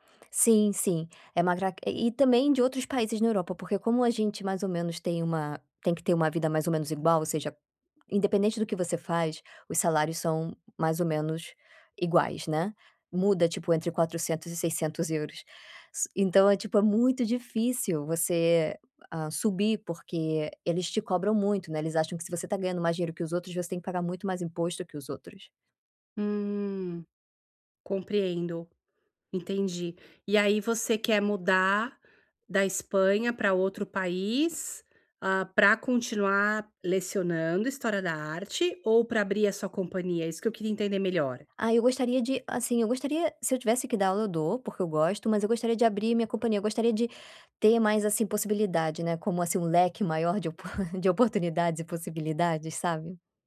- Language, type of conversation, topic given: Portuguese, advice, Como posso lidar com a incerteza durante uma grande transição?
- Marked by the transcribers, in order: tapping; chuckle